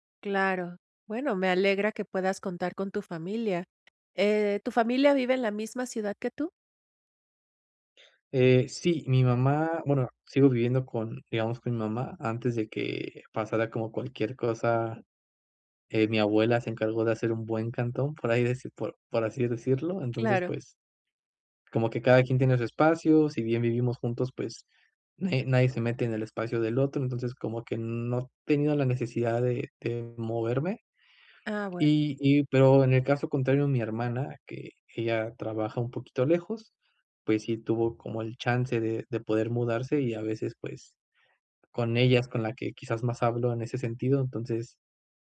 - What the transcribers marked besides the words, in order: other background noise
- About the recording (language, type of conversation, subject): Spanish, advice, ¿Cómo puedo reducir la ansiedad ante la incertidumbre cuando todo está cambiando?